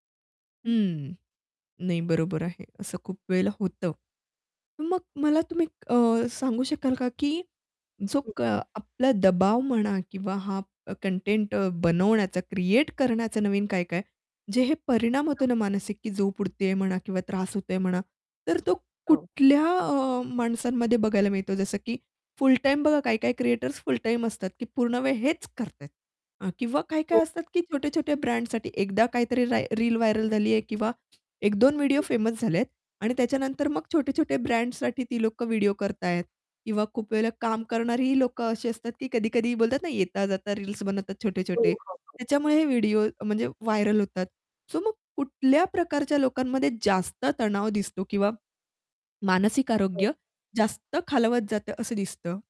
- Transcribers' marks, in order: distorted speech; unintelligible speech; in English: "क्रिएटर्स फुल टाईम"; unintelligible speech; in English: "व्हायरल"; other background noise; in English: "फेमस"; in English: "व्हायरल"; in English: "सो"; unintelligible speech
- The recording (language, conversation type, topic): Marathi, podcast, कंटेंट तयार करण्याचा दबाव मानसिक आरोग्यावर कसा परिणाम करतो?